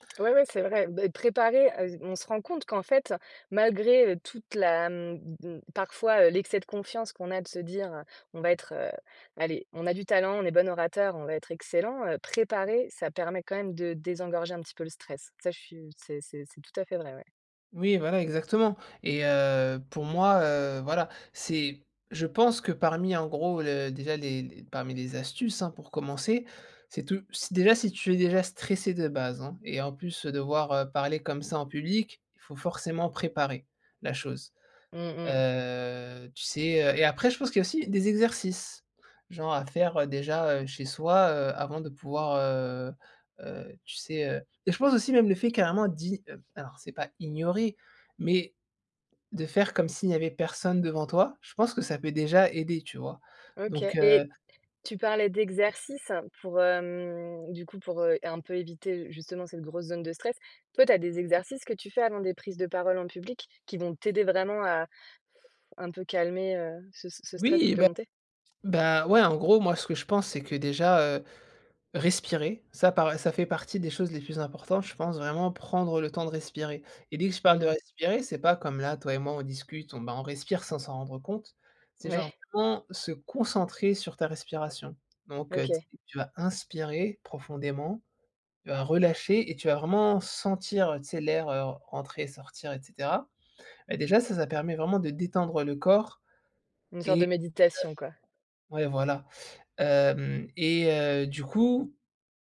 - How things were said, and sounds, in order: tapping; other background noise; drawn out: "Heu"; stressed: "ignorer"; drawn out: "hem"; laughing while speaking: "Ouais"
- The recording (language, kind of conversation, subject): French, podcast, Quelles astuces pour parler en public sans stress ?